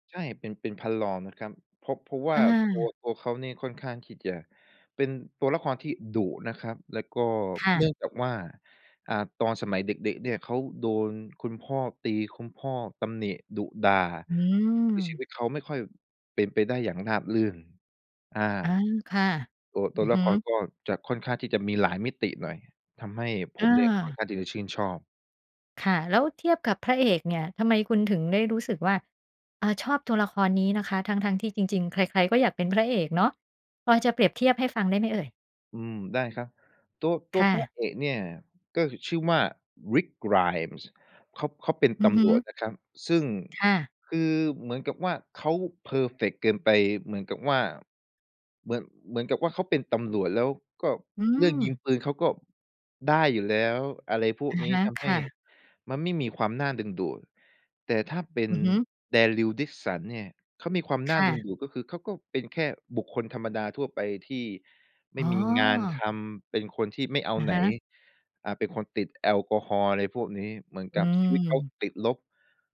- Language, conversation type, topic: Thai, podcast, มีตัวละครตัวไหนที่คุณใช้เป็นแรงบันดาลใจบ้าง เล่าให้ฟังได้ไหม?
- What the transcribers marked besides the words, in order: other background noise